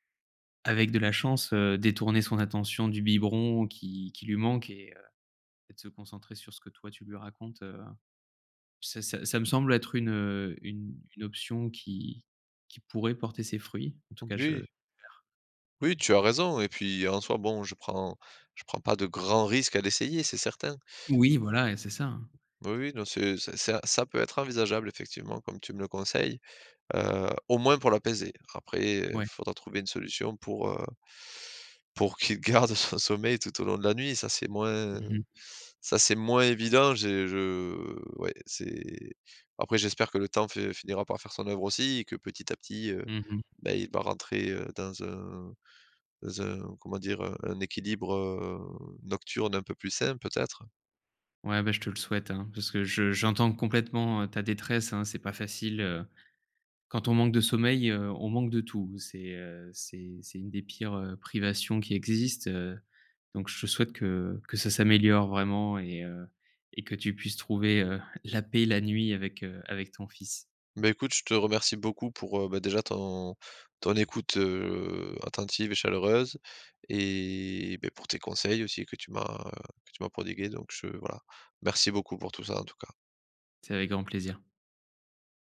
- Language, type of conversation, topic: French, advice, Comment puis-je réduire la fatigue mentale et le manque d’énergie pour rester concentré longtemps ?
- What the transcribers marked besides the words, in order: tapping; other background noise